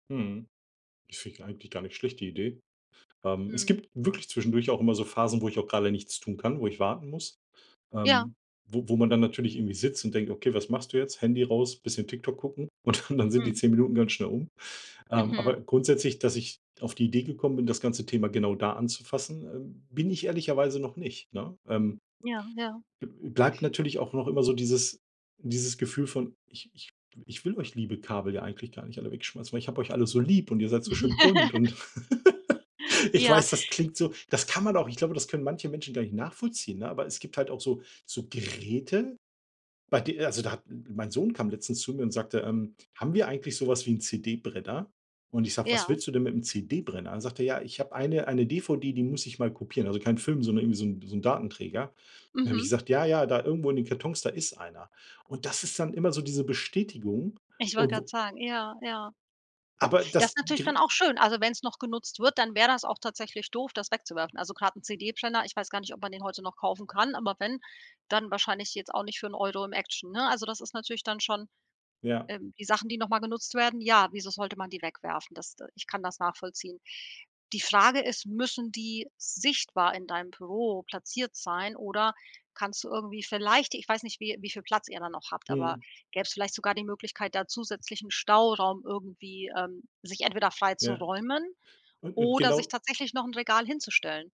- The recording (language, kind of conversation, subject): German, advice, Wie beeinträchtigen Arbeitsplatzchaos und Ablenkungen zu Hause deine Konzentration?
- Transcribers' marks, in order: laughing while speaking: "dann"; laugh; stressed: "Geräte"; stressed: "sichtbar"